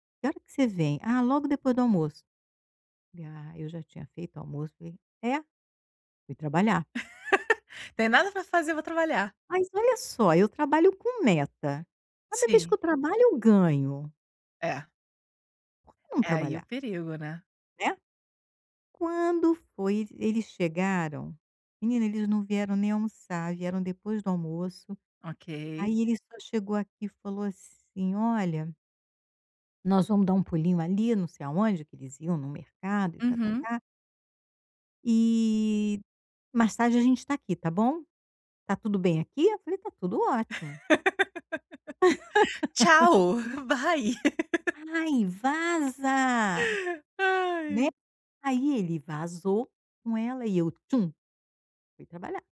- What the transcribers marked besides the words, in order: chuckle; tapping; laugh; laugh
- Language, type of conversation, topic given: Portuguese, advice, Como posso lidar com o arrependimento por uma escolha importante e ajustá-la, se possível?